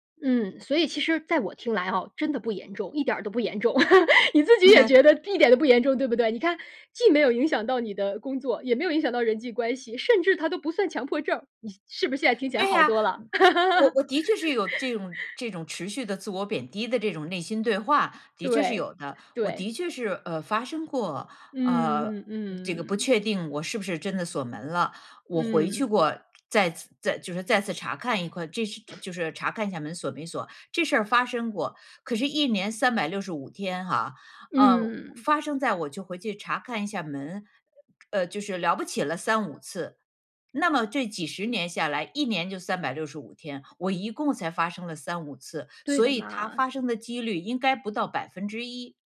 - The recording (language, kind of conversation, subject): Chinese, advice, 我该如何描述自己持续自我贬低的内心对话？
- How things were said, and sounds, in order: laugh; joyful: "你自己也觉得一点都不严重，对不对？"; chuckle; joyful: "是不是现在听起来好多啦"; laugh; other background noise; "块" said as "下"; other noise